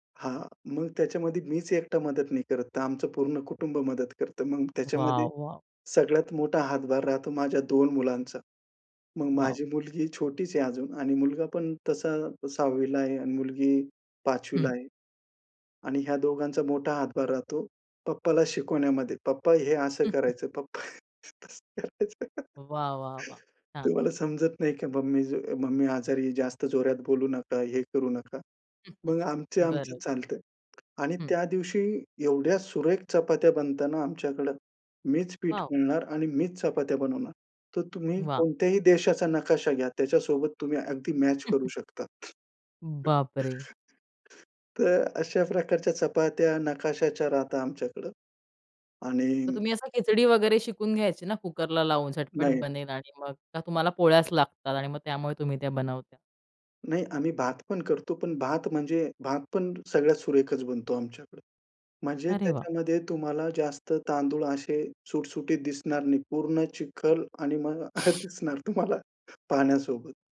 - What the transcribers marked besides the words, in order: chuckle; laughing while speaking: "पप्पा तसं करायचं"; laugh; chuckle; chuckle; other background noise; chuckle; laughing while speaking: "अ, दिसणार तुम्हाला"
- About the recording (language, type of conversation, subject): Marathi, podcast, घरच्या कामांमध्ये जोडीदाराशी तुम्ही समन्वय कसा साधता?